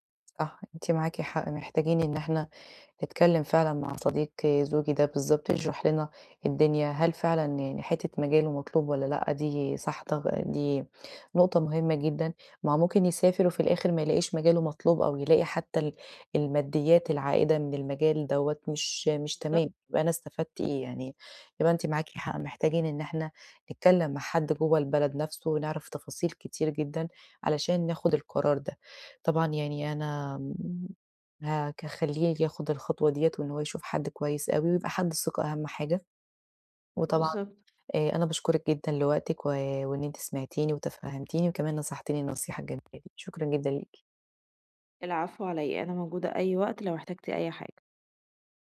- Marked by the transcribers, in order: unintelligible speech; tapping
- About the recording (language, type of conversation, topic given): Arabic, advice, إزاي أخد قرار مصيري دلوقتي عشان ما أندمش بعدين؟